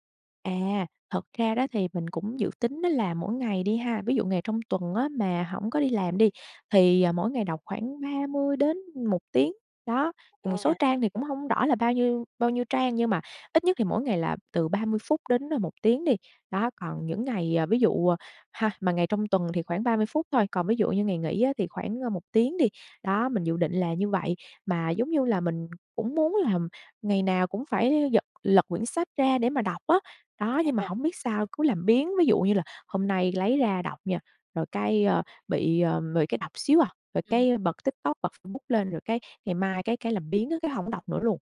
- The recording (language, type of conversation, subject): Vietnamese, advice, Làm thế nào để duy trì thói quen đọc sách hằng ngày khi tôi thường xuyên bỏ dở?
- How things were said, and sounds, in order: tapping